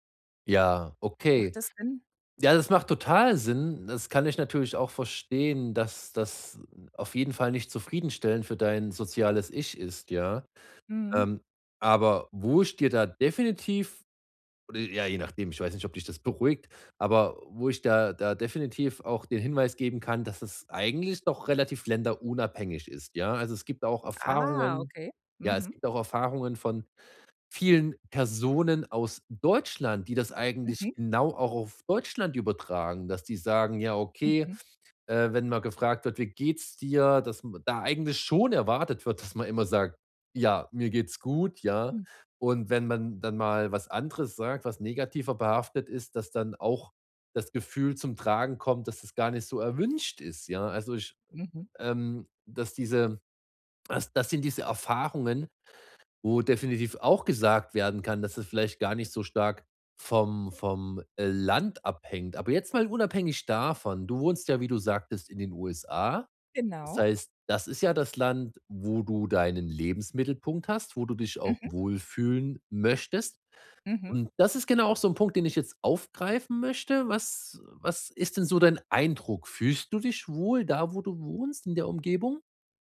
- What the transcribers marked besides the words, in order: stressed: "total"; other noise; stressed: "erwünscht"
- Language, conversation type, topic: German, advice, Wie kann ich ehrlich meine Meinung sagen, ohne andere zu verletzen?